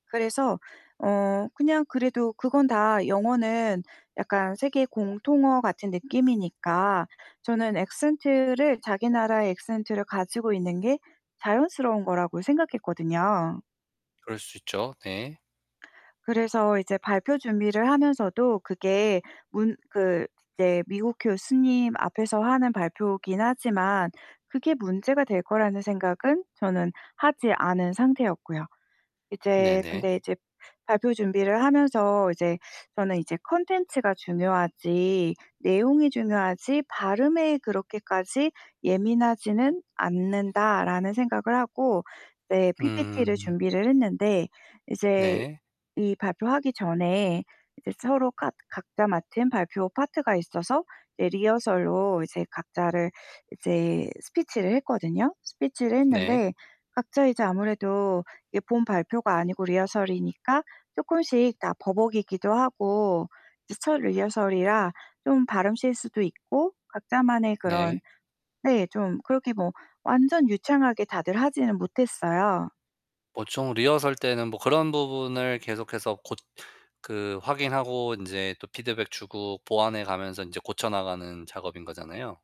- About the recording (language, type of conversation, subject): Korean, advice, 평가 회의에서 건설적인 비판과 인신공격을 어떻게 구분하면 좋을까요?
- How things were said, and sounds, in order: tapping; "보통" said as "보총"